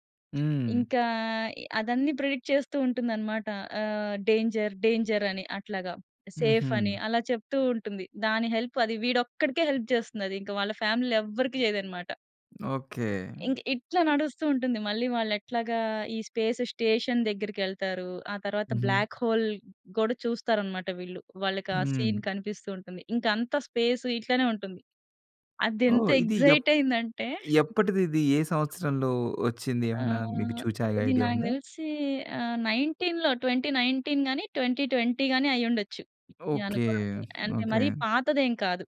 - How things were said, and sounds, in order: in English: "ప్రెడిక్ట్"; in English: "డేంజర్ డేంజర్"; in English: "సేఫ్"; in English: "హెల్ప్"; in English: "హెల్ప్"; in English: "ఫ్యామిలీలో"; in English: "స్పేస్ స్టేషన్"; in English: "బ్లాక్ హోల్"; in English: "సీన్"; in English: "స్పేస్"; in English: "ఎక్సైట్"; other background noise; tapping; in English: "ఐడియా"; in English: "నైన్టీన్‌లో ట్వెంటీ నైన్టీన్"; in English: "ట్వెంటీ ట్వెంటీ"; other noise
- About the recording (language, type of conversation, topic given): Telugu, podcast, ఇప్పటివరకు మీరు బింగే చేసి చూసిన ధారావాహిక ఏది, ఎందుకు?